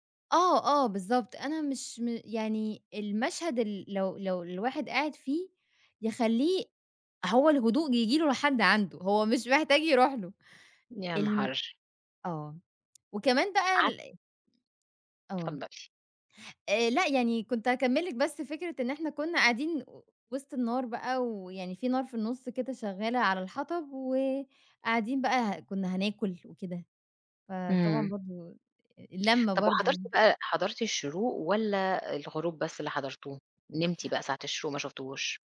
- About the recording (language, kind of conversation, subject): Arabic, podcast, إيه أجمل غروب شمس أو شروق شمس شفته وإنت برّه مصر؟
- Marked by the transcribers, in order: tapping